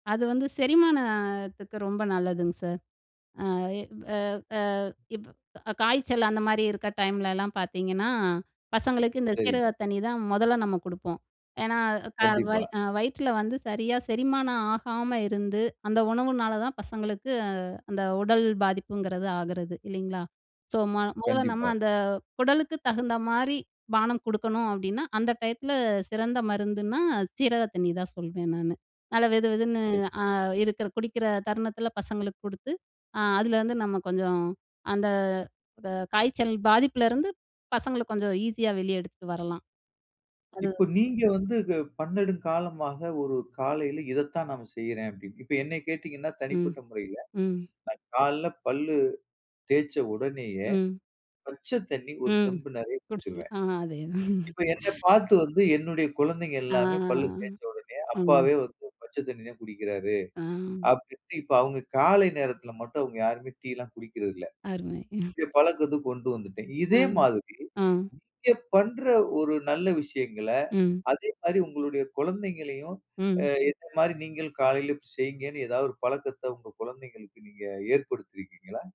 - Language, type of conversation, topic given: Tamil, podcast, உங்கள் வீட்டில் காலை பானம் குடிப்பதற்கு தனியான சிறப்பு வழக்கம் ஏதாவது இருக்கிறதா?
- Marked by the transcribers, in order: other background noise; in English: "ஸோ"; unintelligible speech; laughing while speaking: "அதேதான்"; chuckle